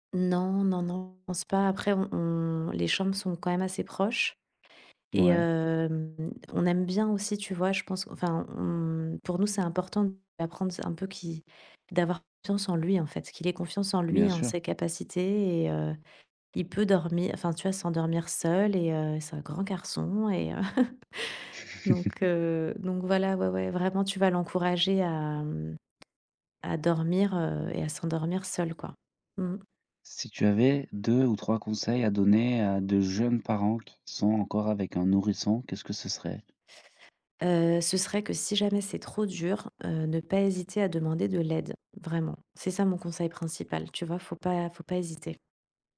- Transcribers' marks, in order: chuckle; tapping
- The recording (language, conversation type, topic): French, podcast, Comment se déroule le coucher des enfants chez vous ?